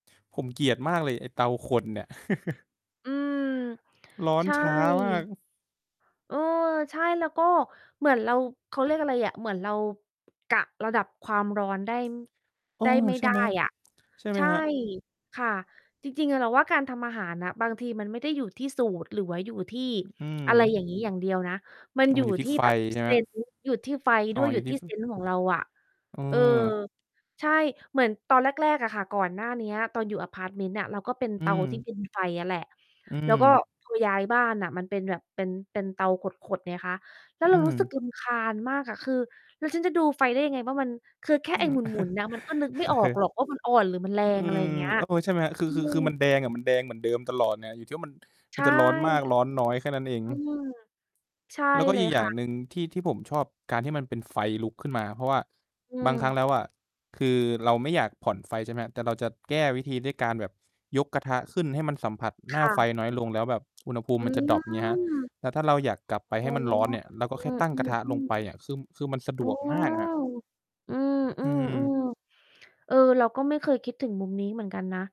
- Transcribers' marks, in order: mechanical hum; chuckle; other noise; tapping; other background noise; distorted speech; chuckle
- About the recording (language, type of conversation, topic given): Thai, unstructured, คุณคิดว่าการเรียนรู้ทำอาหารมีประโยชน์กับชีวิตอย่างไร?